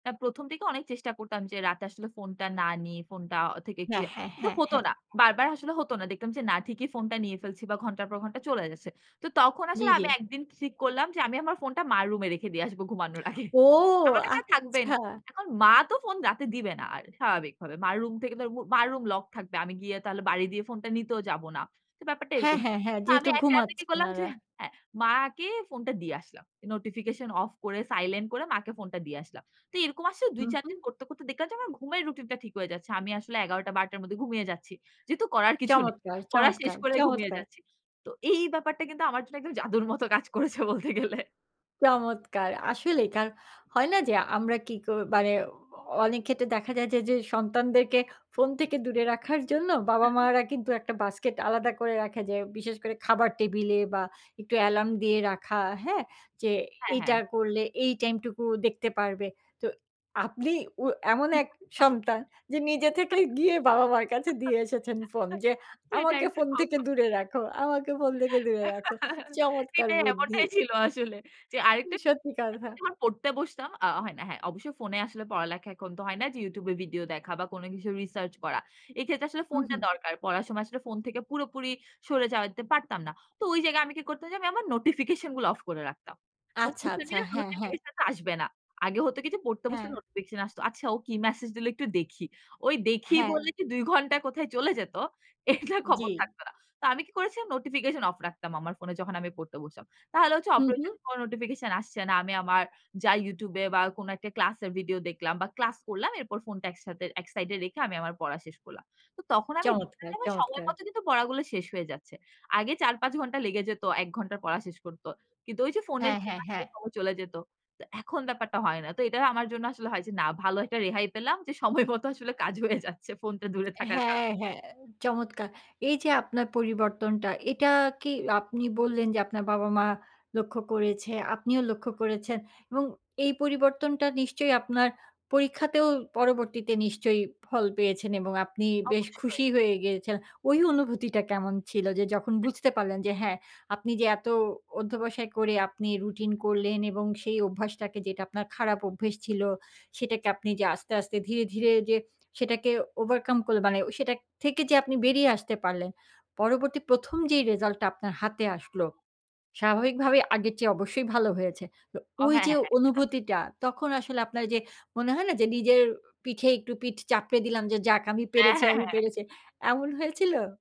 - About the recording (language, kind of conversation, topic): Bengali, podcast, ভুল থেকে শিক্ষা নিয়ে পরের বার আপনি কীভাবে নিজেকে বদলান?
- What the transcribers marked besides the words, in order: tapping; laughing while speaking: "আগে"; other background noise; laughing while speaking: "জাদুর মতো কাজ করেছে বলতে গেলে"; unintelligible speech; chuckle; laughing while speaking: "গিয়ে বাবা-মার কাছে"; chuckle; laughing while speaking: "সেটাই"; laughing while speaking: "আমাকে ফোন থেকে দূরে রাখো, আমাকে ফোন থেকে দূরে রাখো। চমৎকার বুদ্ধি"; chuckle; chuckle; laughing while speaking: "এটাই এমনটাই ছিল আসলে"; unintelligible speech; laughing while speaking: "উ সত্যি কথা"; "যেতে" said as "যাওয়াইতে"; laughing while speaking: "এটা"; laughing while speaking: "সময় মতো আসলে কাজ হয়ে যাচ্ছে"; in English: "ওভারকাম"; alarm; unintelligible speech; laughing while speaking: "অ্যা হ্যাঁ, হ্যাঁ"